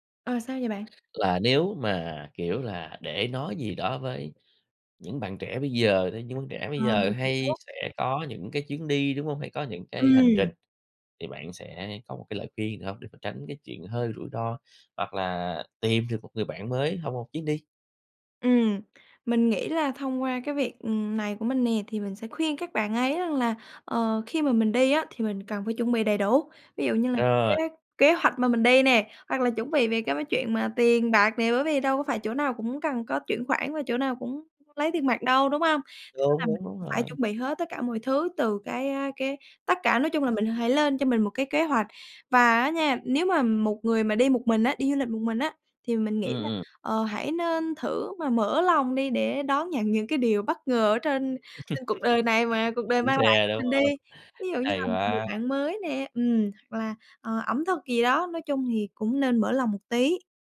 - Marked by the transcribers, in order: tapping; other background noise; "trong" said as "hong"; laugh
- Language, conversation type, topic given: Vietnamese, podcast, Bạn có kỷ niệm hài hước nào với người lạ trong một chuyến đi không?